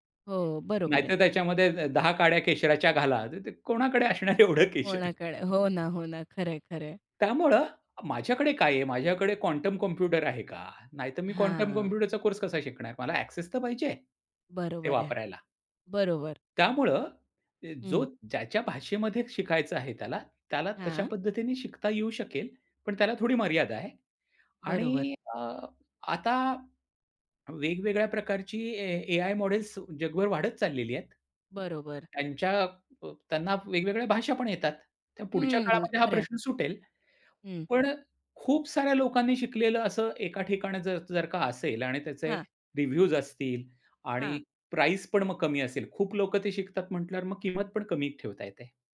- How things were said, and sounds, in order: laughing while speaking: "असणार एवढं केशर"; tapping; in English: "ॲक्सेस"; in English: "रिव्ह्यूज"
- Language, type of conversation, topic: Marathi, podcast, कोर्स, पुस्तक किंवा व्हिडिओ कशा प्रकारे निवडता?